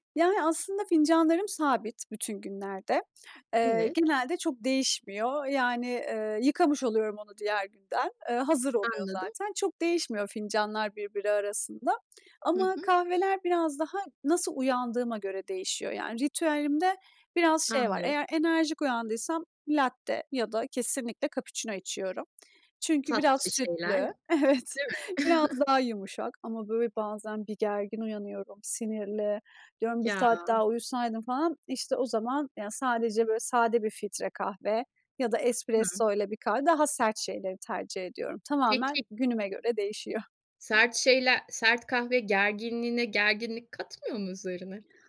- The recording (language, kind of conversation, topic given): Turkish, podcast, Sabah kahve ya da çay içme ritüelin nasıl olur ve senin için neden önemlidir?
- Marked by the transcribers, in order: laughing while speaking: "evet"; chuckle; other background noise